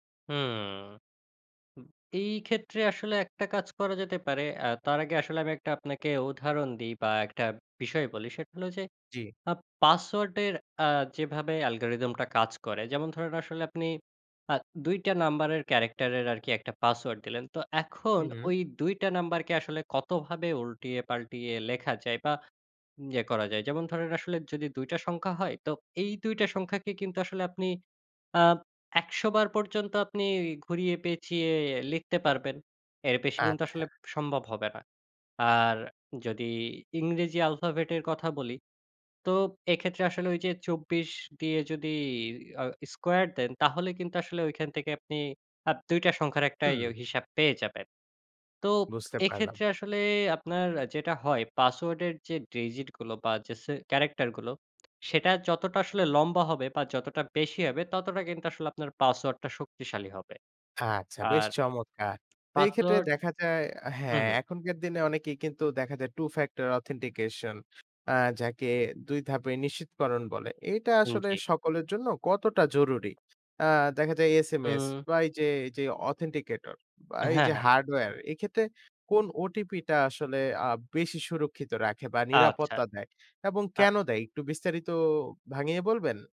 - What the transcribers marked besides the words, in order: in English: "character"; "হবে" said as "আবে"; in English: "factor authentication"; in English: "authenticator"; in English: "hardware"
- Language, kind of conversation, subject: Bengali, podcast, পাসওয়ার্ড ও অনলাইন নিরাপত্তা বজায় রাখতে কী কী টিপস অনুসরণ করা উচিত?